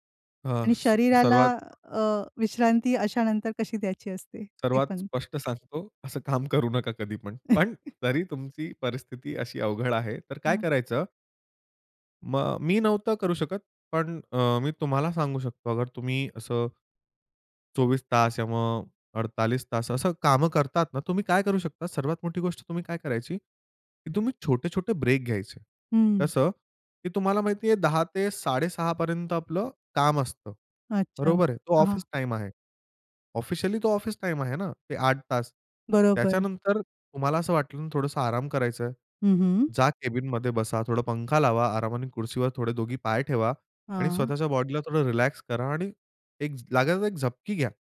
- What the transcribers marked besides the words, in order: laughing while speaking: "असं काम करू नका कधीपण"; chuckle; other noise; in Hindi: "अडतालीस"; in English: "ऑफिशियली"
- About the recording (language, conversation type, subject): Marathi, podcast, शरीराला विश्रांतीची गरज आहे हे तुम्ही कसे ठरवता?